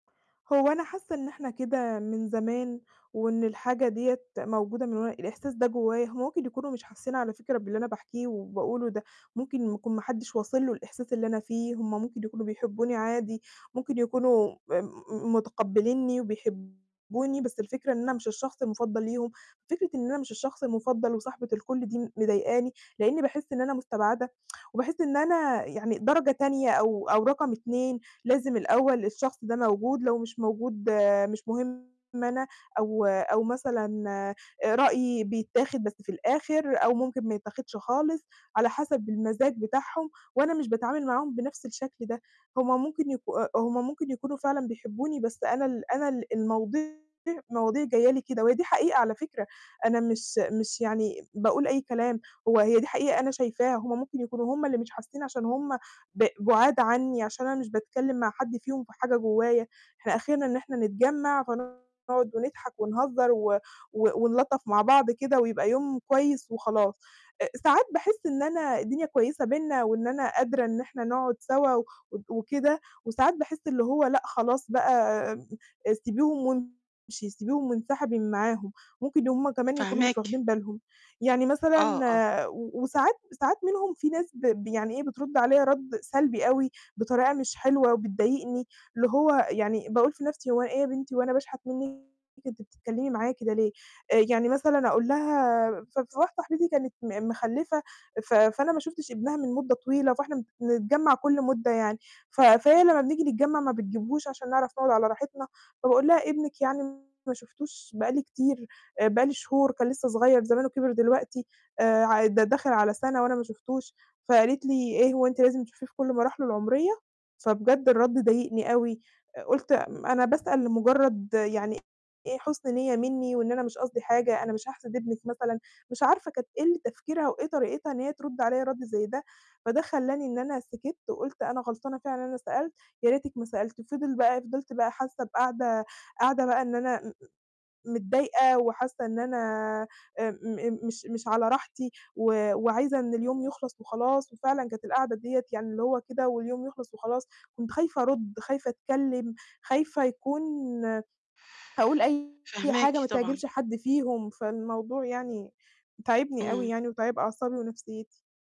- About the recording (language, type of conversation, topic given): Arabic, advice, إزاي أتعامل مع إحساس إني متساب برّه لما بكون في تجمعات مع الصحاب؟
- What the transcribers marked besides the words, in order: tsk; distorted speech; other noise; tapping